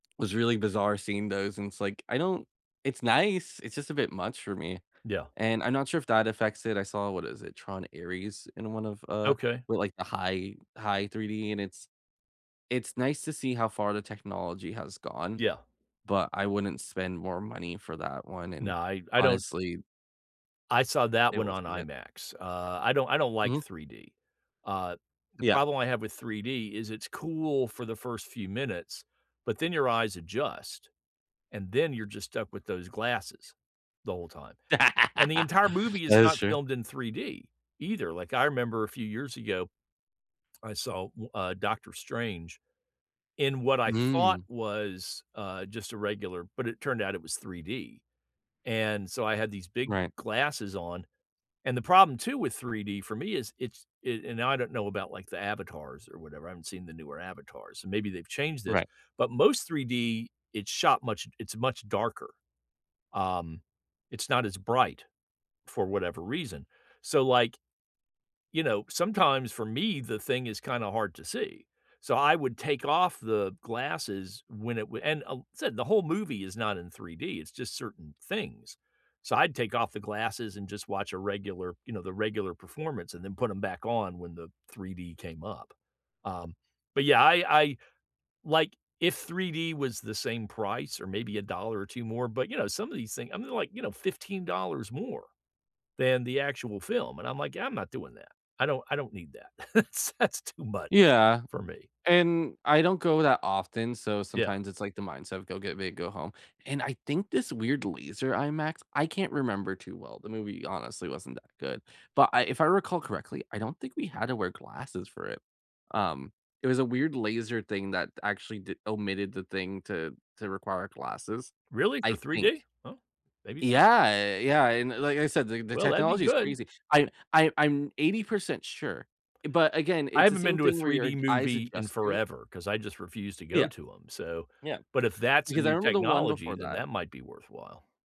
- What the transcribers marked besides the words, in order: laugh; other background noise; laughing while speaking: "It's that's too much"
- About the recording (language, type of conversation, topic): English, unstructured, How do you decide whether a film is worth seeing in a theater or if you should wait to stream it at home?